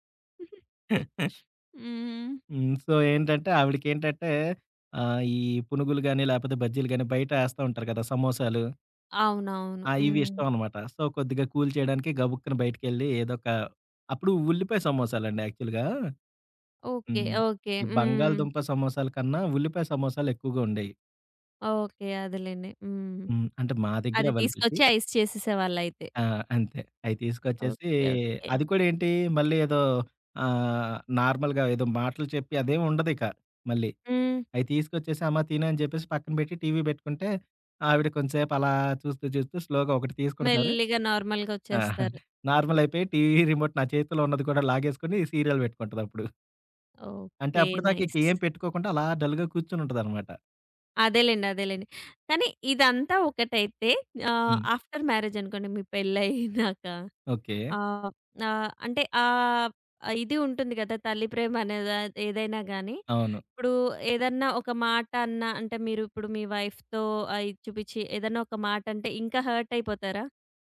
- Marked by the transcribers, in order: giggle; other background noise; chuckle; in English: "సో"; in English: "సో"; in English: "కూల్"; in English: "యాక్చువల్‌గా"; in English: "అవైలబిలిటీ"; in English: "ఐస్"; in English: "నార్మల్‌గా"; in English: "స్లోగా"; chuckle; in English: "నార్మల్‌గా"; in English: "రిమోట్"; in English: "సీరియల్"; in English: "నైస్"; in English: "డల్‌గా"; in English: "ఆఫ్టర్"; laughing while speaking: "మీ పెళ్లయినాక"; tapping; in English: "వైఫ్‌తో"
- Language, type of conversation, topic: Telugu, podcast, మీ కుటుంబంలో ప్రేమను సాధారణంగా ఎలా తెలియజేస్తారు?